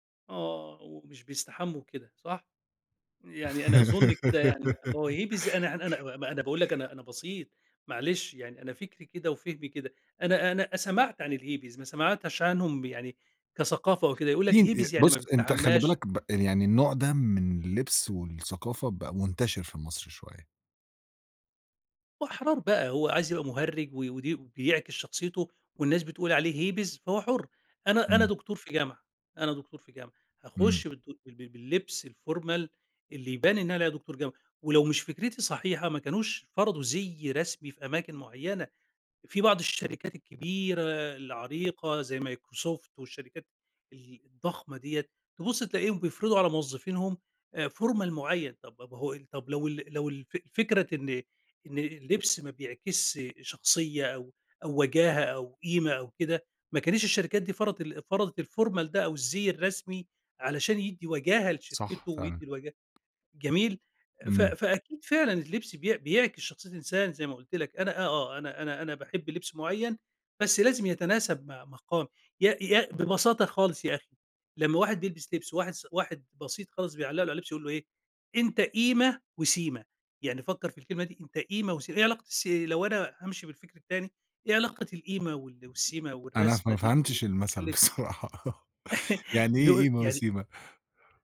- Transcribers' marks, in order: giggle; in English: "هيبيز"; in English: "الهيبيز"; unintelligible speech; in English: "هيبيز"; in English: "هيبيز"; in English: "الformal"; in English: "formal"; in English: "الformal"; tapping; laughing while speaking: "بصراحة"; laugh
- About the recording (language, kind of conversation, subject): Arabic, podcast, إيه نصيحتك لحد عايز يطوّر ستايله في اللبس؟